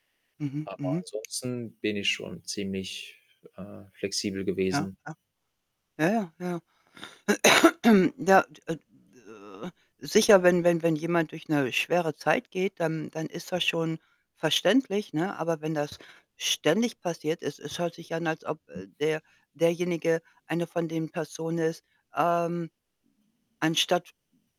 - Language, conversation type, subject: German, unstructured, Wie beeinflussen Freunde deine Identität?
- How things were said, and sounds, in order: static; distorted speech; other background noise; cough; unintelligible speech